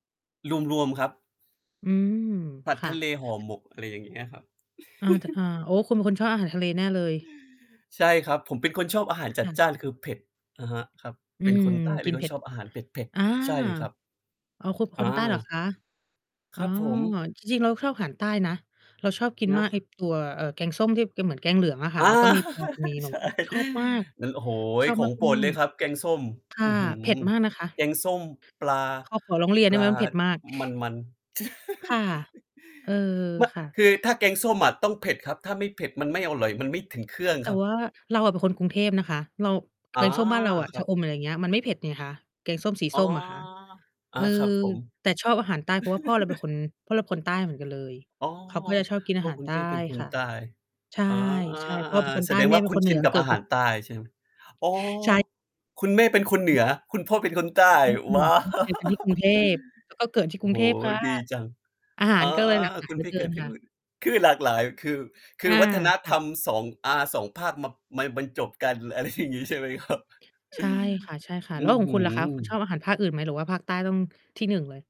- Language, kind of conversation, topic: Thai, unstructured, อาหารของแต่ละภาคในประเทศไทยแตกต่างกันอย่างไร?
- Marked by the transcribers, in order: giggle; distorted speech; giggle; laughing while speaking: "ใช่"; giggle; chuckle; chuckle; drawn out: "อา"; unintelligible speech; laughing while speaking: "ว้าว"; chuckle; stressed: "ค่ะ"; laughing while speaking: "อะไรอย่างงี้ ใช่ไหมครับ ?"